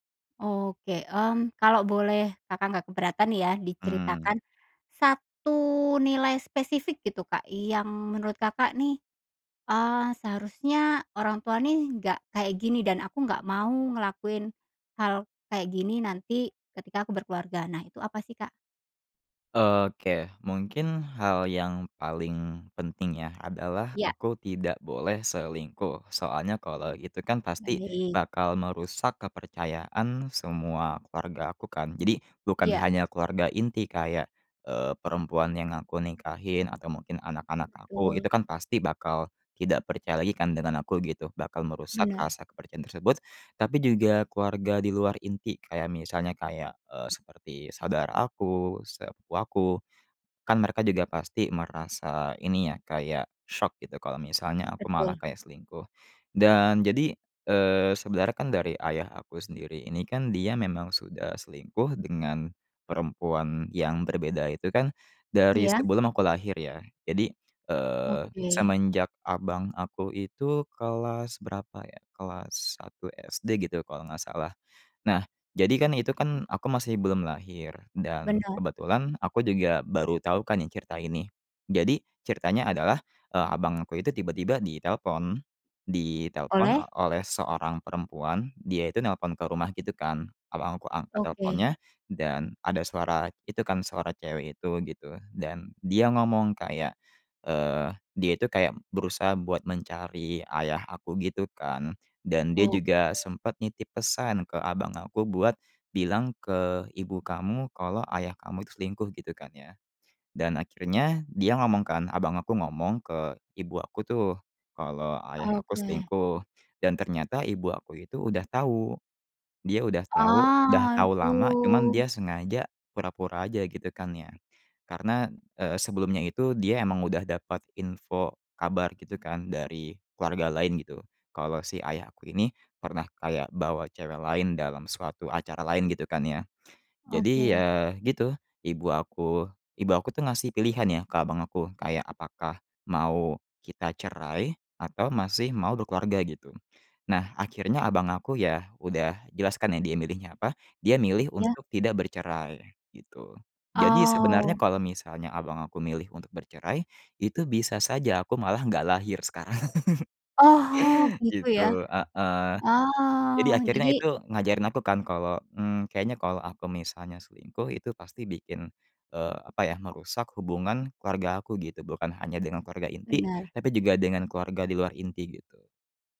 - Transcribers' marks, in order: other background noise; drawn out: "Aduh"; laugh
- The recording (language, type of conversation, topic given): Indonesian, podcast, Bisakah kamu menceritakan pengalaman ketika orang tua mengajarkan nilai-nilai hidup kepadamu?